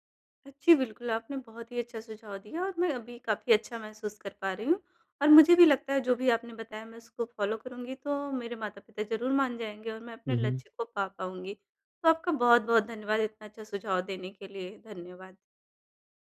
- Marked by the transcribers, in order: in English: "फ़ॉलो"
- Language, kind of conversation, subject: Hindi, advice, परिवर्तन के दौरान मैं अपने लक्ष्यों के प्रति प्रेरणा कैसे बनाए रखूँ?